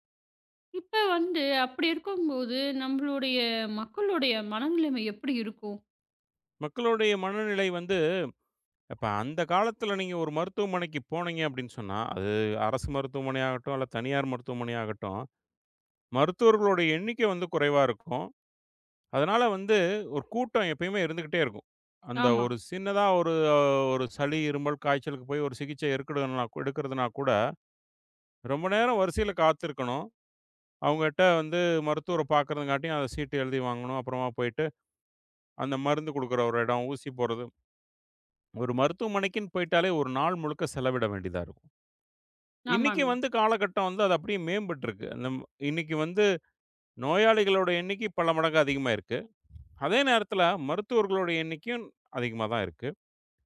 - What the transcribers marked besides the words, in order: none
- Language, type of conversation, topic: Tamil, podcast, உடல்நலம் மற்றும் ஆரோக்கியக் கண்காணிப்பு கருவிகள் எதிர்காலத்தில் நமக்கு என்ன தரும்?